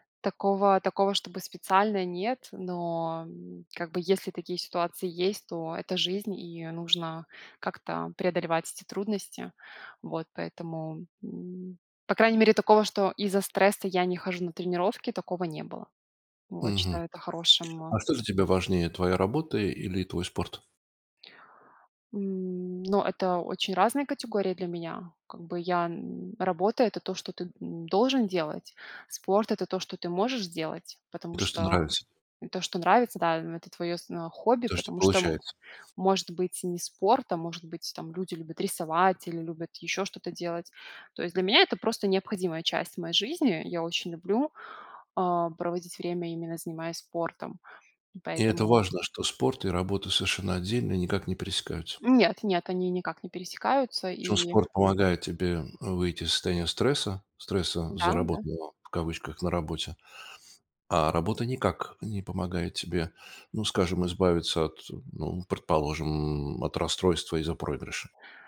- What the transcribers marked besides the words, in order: tapping
- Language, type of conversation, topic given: Russian, podcast, Как вы справляетесь со стрессом в повседневной жизни?